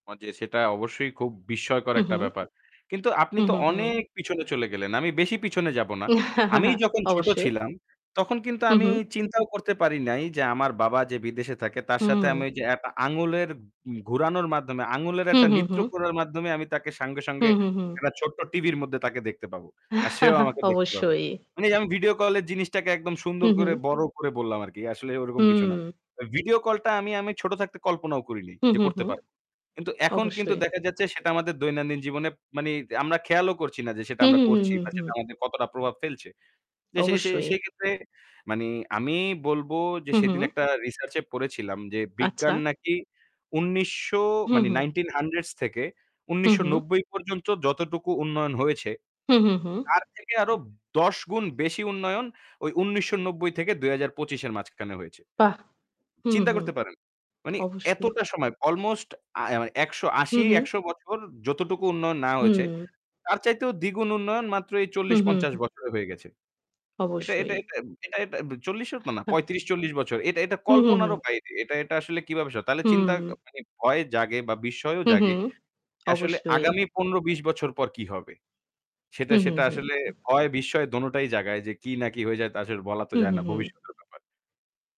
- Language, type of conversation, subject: Bengali, unstructured, বিজ্ঞান কীভাবে আমাদের দৈনন্দিন জীবনে অবদান রাখে?
- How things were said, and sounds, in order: static; unintelligible speech; chuckle; "নৃত্য" said as "নিত্র"; "সঙ্গে" said as "সাঙ্গে"; chuckle; drawn out: "উনিশশো"; scoff; distorted speech